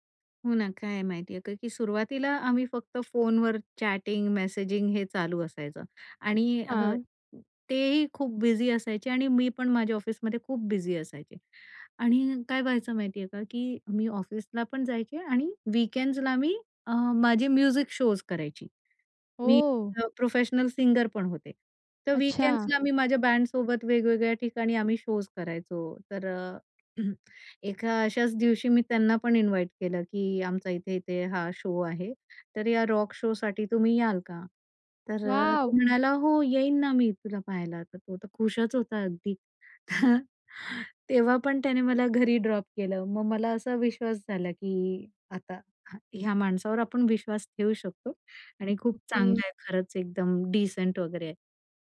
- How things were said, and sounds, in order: in English: "चॅटिंग मेसेजिंग"; in English: "वीकेंड्स"; in English: "म्युझिक शोज"; in English: "वीकेंड्स"; in English: "शोज"; other noise; throat clearing; in English: "इन्वाईट"; in English: "शो"; in English: "रॉक शो"; chuckle; in English: "ड्रॉप"; in English: "डिसेंट"
- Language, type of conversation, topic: Marathi, podcast, एखाद्या छोट्या संयोगामुळे प्रेम किंवा नातं सुरू झालं का?